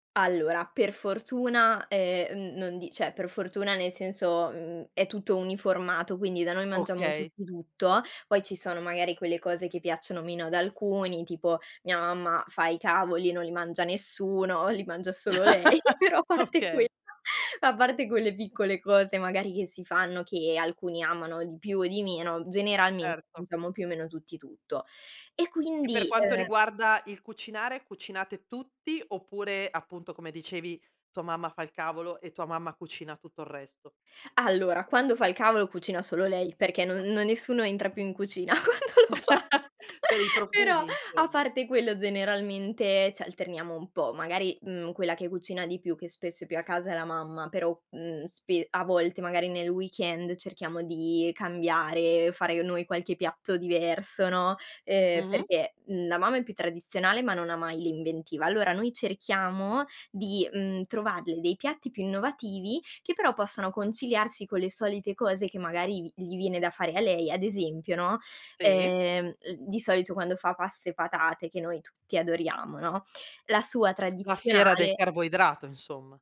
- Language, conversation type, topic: Italian, podcast, Come fa la tua famiglia a mettere insieme tradizione e novità in cucina?
- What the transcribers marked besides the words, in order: "cioè" said as "ceh"; laugh; laughing while speaking: "Okay"; laughing while speaking: "lei però a parte quell"; tapping; laugh; laughing while speaking: "quando lo fa, però"